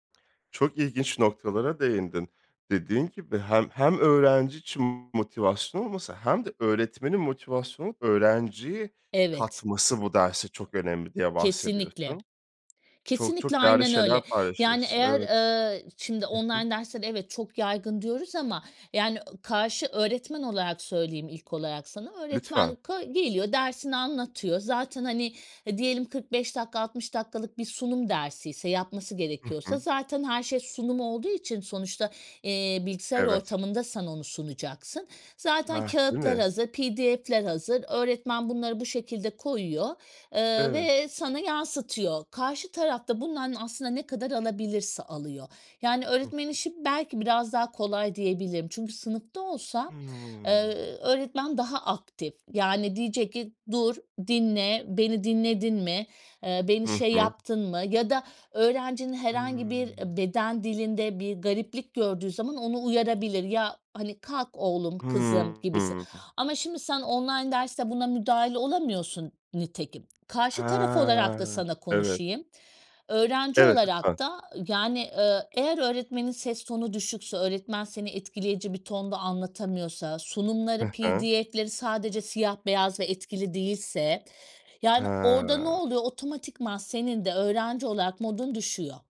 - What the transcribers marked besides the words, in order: unintelligible speech; other background noise; in English: "PDF'ler"; drawn out: "Hıı"; drawn out: "Ha"; in English: "PDF'leri"; drawn out: "Ha"
- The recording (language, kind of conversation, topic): Turkish, podcast, Online derslerden neler öğrendin ve deneyimlerin nasıldı?